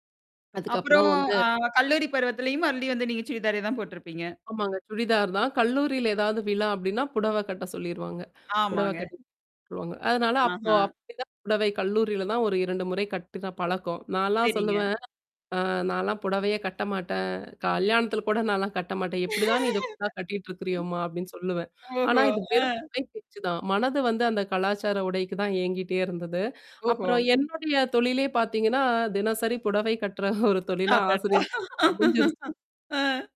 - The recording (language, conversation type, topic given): Tamil, podcast, சொந்த கலாச்சாரம் உன் உடையில் எவ்வளவு வெளிப்படுகிறது?
- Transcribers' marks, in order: other background noise; unintelligible speech; distorted speech; unintelligible speech; laugh; laughing while speaking: "ஒரு தொழிலா"; laughing while speaking: "அடடா! ஆ"